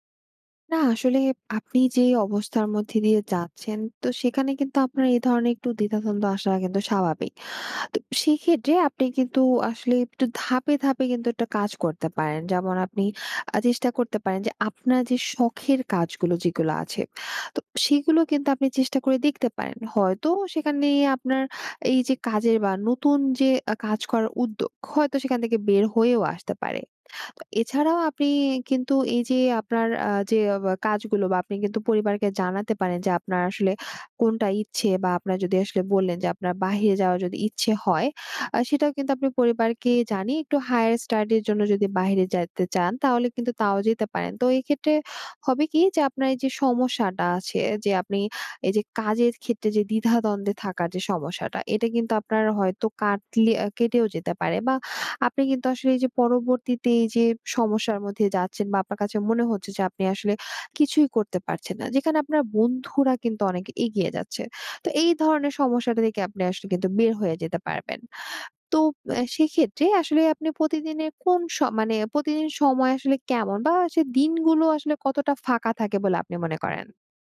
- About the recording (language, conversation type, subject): Bengali, advice, অবসরের পর জীবনে নতুন উদ্দেশ্য কীভাবে খুঁজে পাব?
- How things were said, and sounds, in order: in English: "higher study"